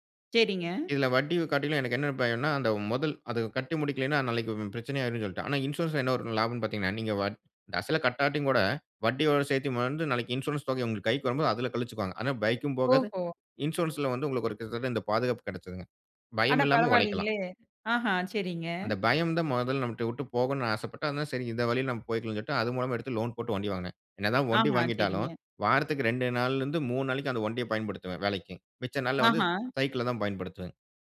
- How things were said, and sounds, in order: other background noise
- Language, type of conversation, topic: Tamil, podcast, பணி நேரமும் தனிப்பட்ட நேரமும் பாதிக்காமல், எப்போதும் அணுகக்கூடியவராக இருக்க வேண்டிய எதிர்பார்ப்பை எப்படி சமநிலைப்படுத்தலாம்?